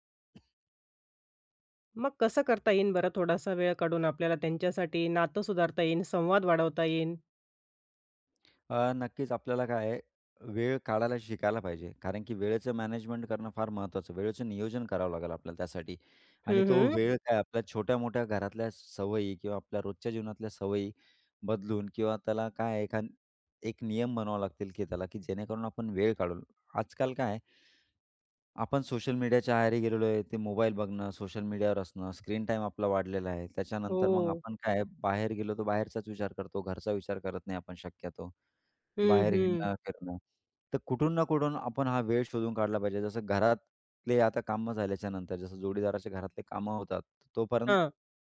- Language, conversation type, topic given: Marathi, podcast, कुटुंब आणि जोडीदार यांच्यात संतुलन कसे साधावे?
- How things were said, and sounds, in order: other noise; tapping